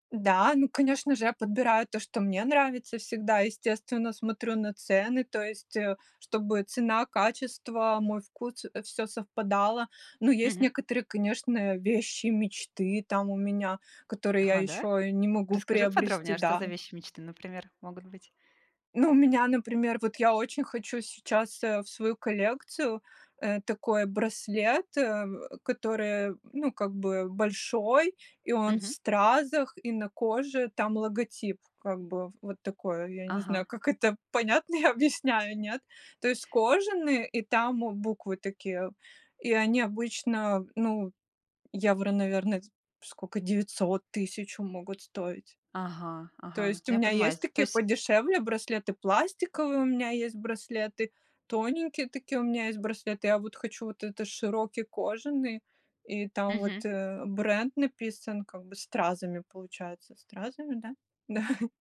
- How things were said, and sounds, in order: laughing while speaking: "Да"
- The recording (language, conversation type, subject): Russian, podcast, Какое у вас любимое хобби и как и почему вы им увлеклись?